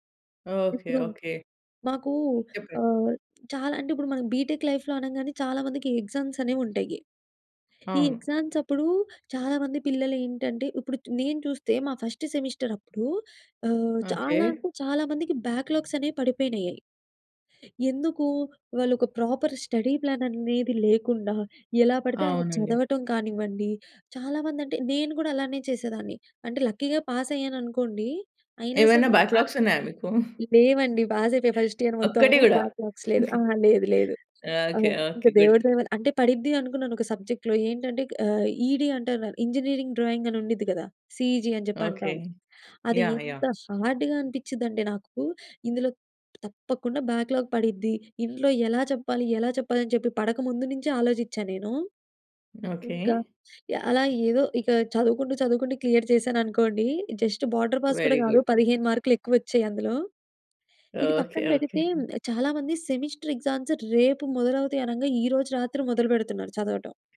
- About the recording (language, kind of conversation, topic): Telugu, podcast, మీరు ఒక గురువు నుండి మంచి సలహాను ఎలా కోరుకుంటారు?
- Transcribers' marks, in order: in English: "బీటెక్ లైఫ్‌లో"; in English: "ఎగ్జామ్స్"; in English: "ఎగ్జామ్స్"; in English: "ఫస్ట్ సెమిస్టర్"; in English: "బ్యాక్‌లాగ్స్"; in English: "ప్రాపర్ స్టడీ ప్లాన్"; in English: "లక్కీగా పాస్"; other background noise; in English: "పాస్"; in English: "బ్యాక్‌లాగ్స్"; in English: "ఫస్ట్ ఇయర్"; in English: "బ్యాక్‌లాగ్స్"; giggle; in English: "గుడ్"; in English: "సబ్జెక్ట్‌లో"; in English: "ఈడీ"; in English: "ఇంజనీరింగ్ డ్రాయింగ్"; in English: "సిఇజీ"; in English: "హార్డ్‌గా"; in English: "బ్యాక్‌లాగ్"; in English: "క్లియర్"; in English: "జస్ట్ బోర్డర్ పాస్"; in English: "వెరీ గుడ్"; tapping; in English: "సెమిస్టర్ ఎక్సా‌మ్స్"